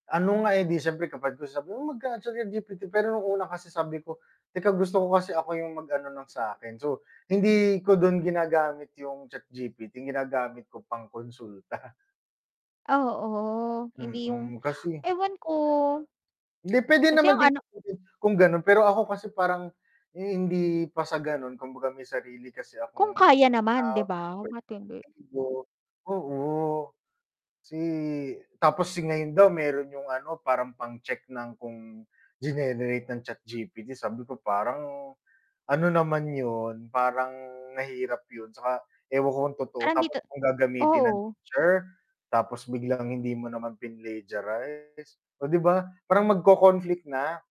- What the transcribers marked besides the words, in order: inhale; snort; drawn out: "Oo"; inhale; distorted speech; inhale; in English: "ego"
- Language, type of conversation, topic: Filipino, unstructured, Paano mo ilalarawan ang epekto ng teknolohiya sa araw-araw na buhay?